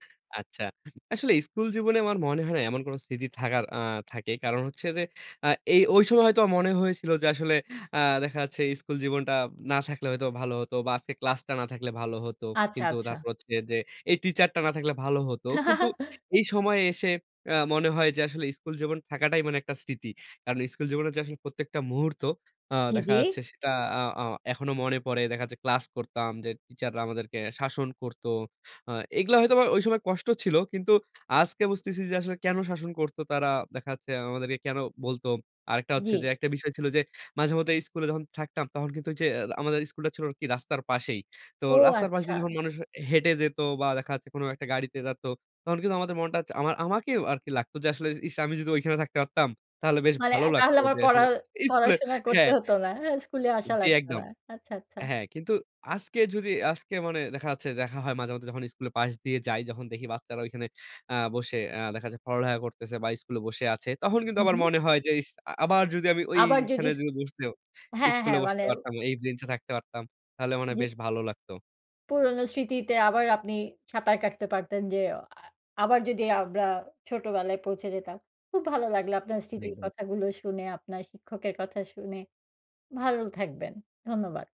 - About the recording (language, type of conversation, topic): Bengali, podcast, স্কুলজীবনের কিছু স্মৃতি আজও এত স্পষ্টভাবে মনে থাকে কেন?
- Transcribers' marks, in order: tapping; chuckle; other background noise; "মানে" said as "মালে"; "আমরা" said as "আবরা"